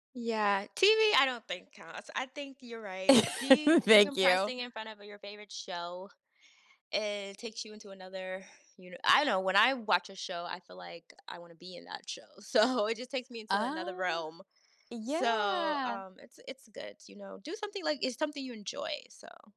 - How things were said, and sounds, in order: laugh; laughing while speaking: "Thank you"; laughing while speaking: "So"; other background noise; drawn out: "Yeah"
- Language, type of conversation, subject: English, unstructured, What helps you maintain a healthy balance between your job and your personal life?
- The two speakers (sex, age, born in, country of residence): female, 30-34, United States, United States; female, 40-44, United States, United States